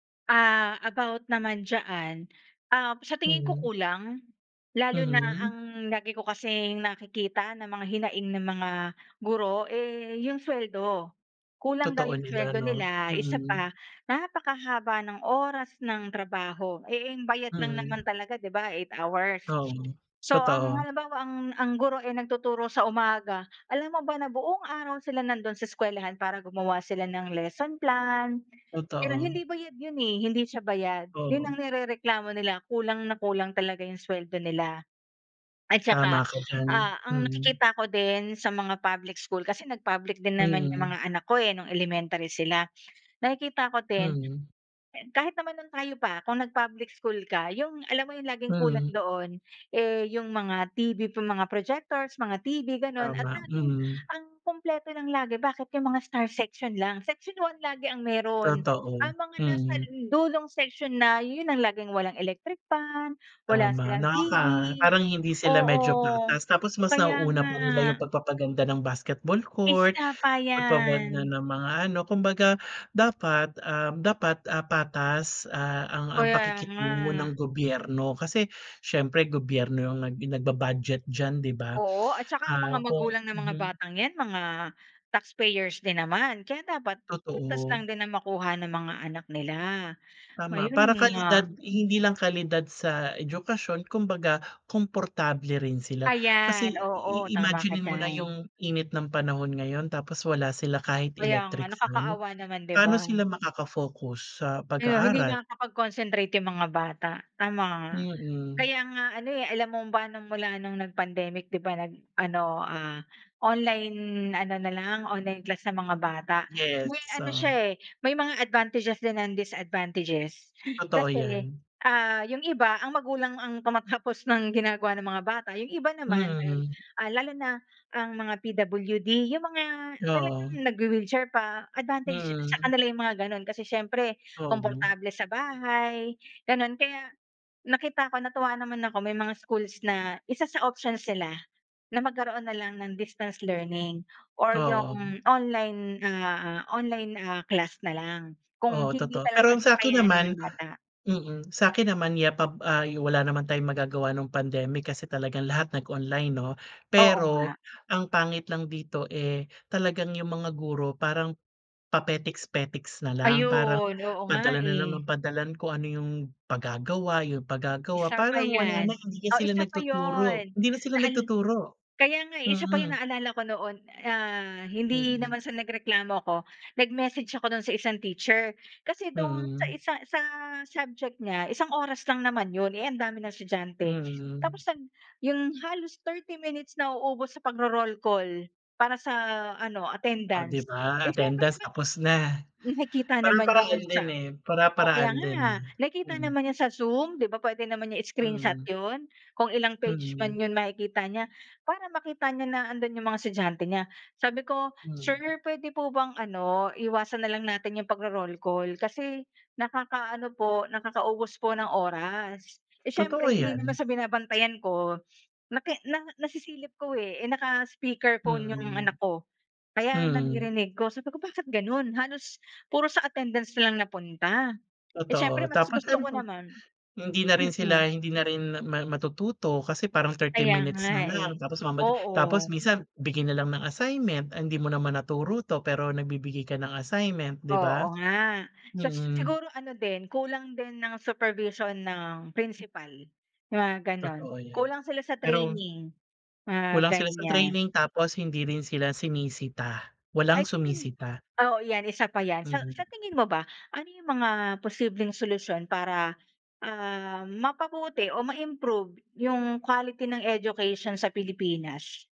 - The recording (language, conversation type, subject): Filipino, unstructured, Ano ang opinyon mo tungkol sa kalagayan ng edukasyon sa kasalukuyan?
- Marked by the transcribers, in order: in English: "lesson plan"; in English: "basketball court"; in English: "advantages din and disadvantages"; laughing while speaking: "tumatapos"; in English: "distance learning"; "siyempre" said as "siyempep"; in English: "supervision"; unintelligible speech